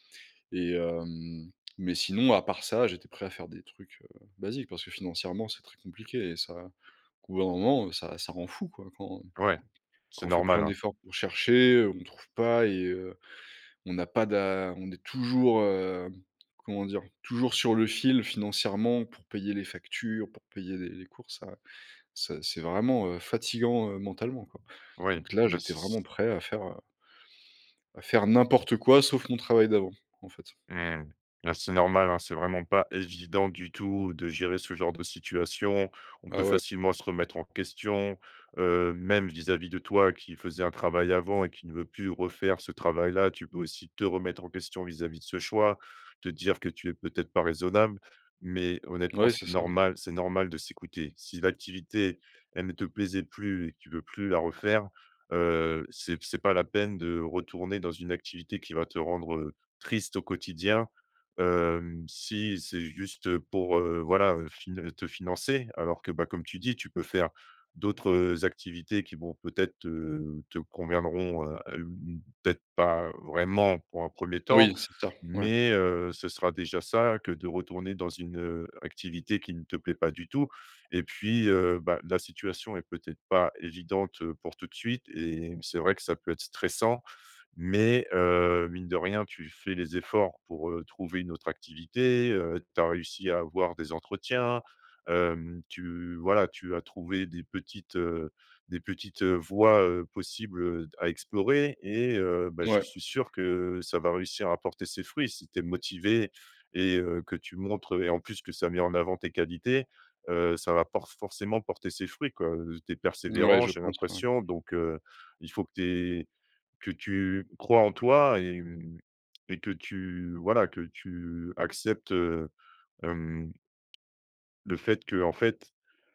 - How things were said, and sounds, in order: tapping
- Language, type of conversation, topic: French, advice, Comment as-tu vécu la perte de ton emploi et comment cherches-tu une nouvelle direction professionnelle ?